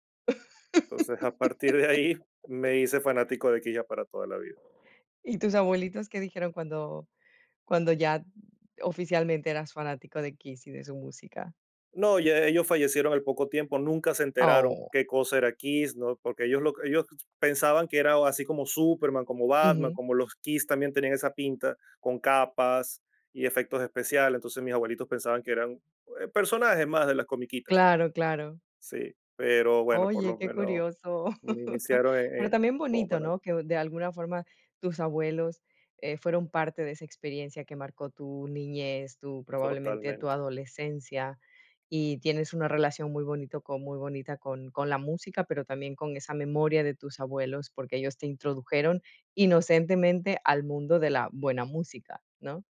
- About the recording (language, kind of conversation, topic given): Spanish, podcast, ¿Cómo cambió tu relación con la música al llegar a la adultez?
- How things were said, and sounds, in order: laugh; chuckle; chuckle